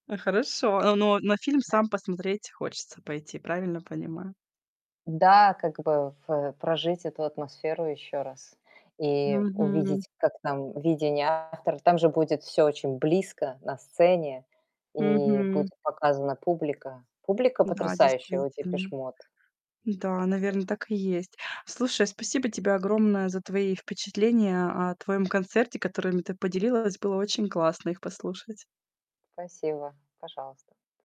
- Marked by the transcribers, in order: distorted speech; static
- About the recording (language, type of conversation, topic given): Russian, podcast, Какой концерт произвёл на тебя самое сильное впечатление и почему?